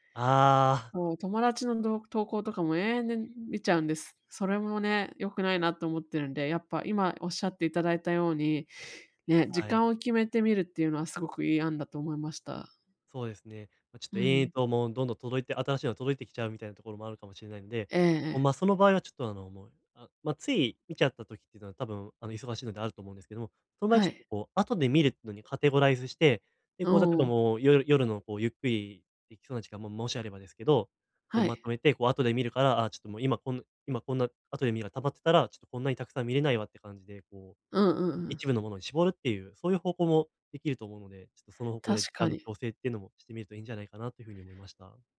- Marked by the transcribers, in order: none
- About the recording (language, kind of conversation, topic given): Japanese, advice, 集中したい時間にスマホや通知から距離を置くには、どう始めればよいですか？